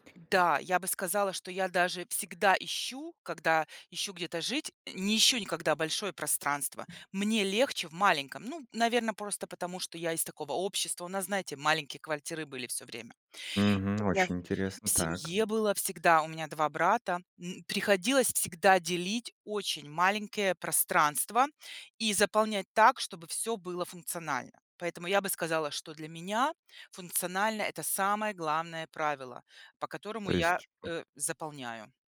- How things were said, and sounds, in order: other background noise
- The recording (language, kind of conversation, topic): Russian, podcast, Как вы организуете пространство в маленькой квартире?